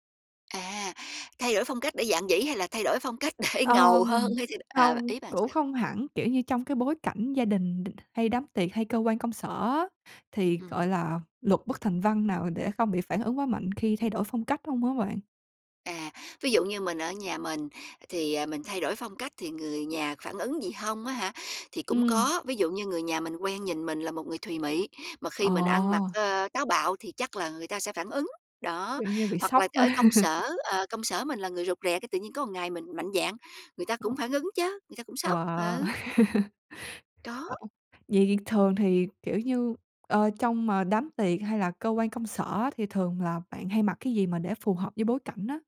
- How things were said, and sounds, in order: other background noise; laughing while speaking: "để"; tapping; laugh; unintelligible speech; laugh
- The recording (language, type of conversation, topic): Vietnamese, podcast, Bạn có lời khuyên nào về phong cách dành cho người rụt rè không?
- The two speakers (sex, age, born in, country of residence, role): female, 20-24, Vietnam, Finland, host; female, 45-49, Vietnam, United States, guest